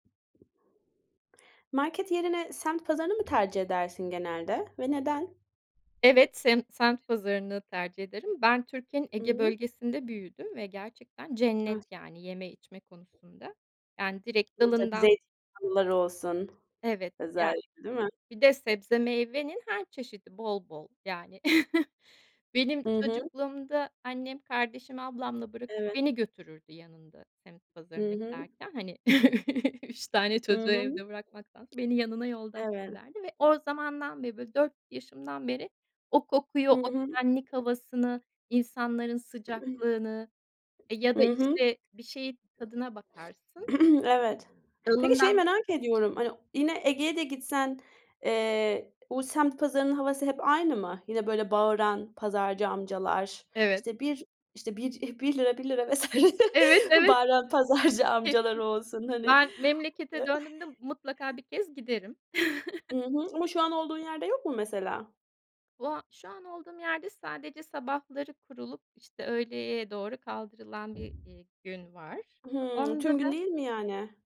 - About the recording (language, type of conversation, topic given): Turkish, podcast, Market yerine semt pazarını mı tercih edersin, neden?
- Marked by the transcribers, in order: other background noise; tapping; chuckle; chuckle; other noise; throat clearing; chuckle; laughing while speaking: "bağıran pazarcı amcaları olsun"; chuckle